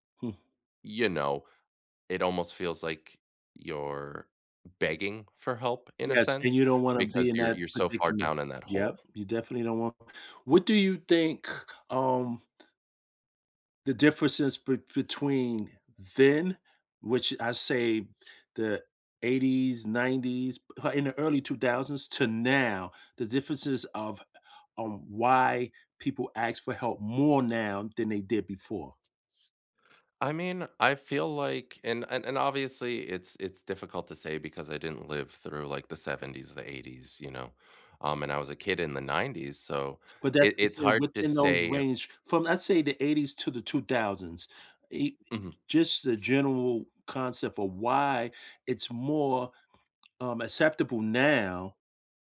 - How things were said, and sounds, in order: other background noise
- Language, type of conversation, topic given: English, unstructured, How do you ask for help when you need it?
- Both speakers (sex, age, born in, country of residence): male, 35-39, United States, United States; male, 50-54, United States, United States